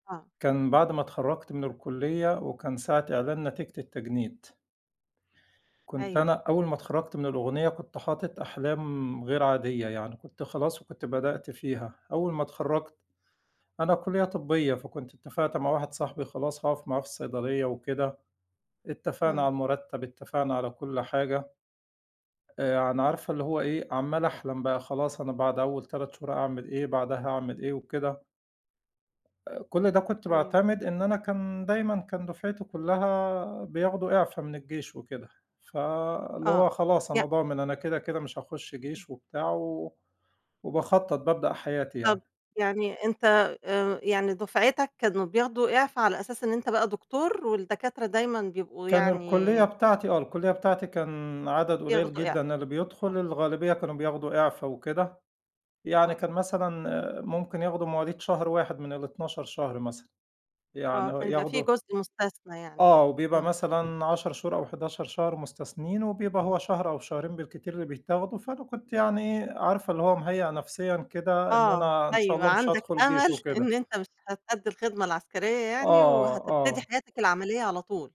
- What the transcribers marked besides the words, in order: tapping; laughing while speaking: "أمل"
- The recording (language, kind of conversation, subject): Arabic, podcast, إحكيلي عن موقف غيّر نظرتك للحياة؟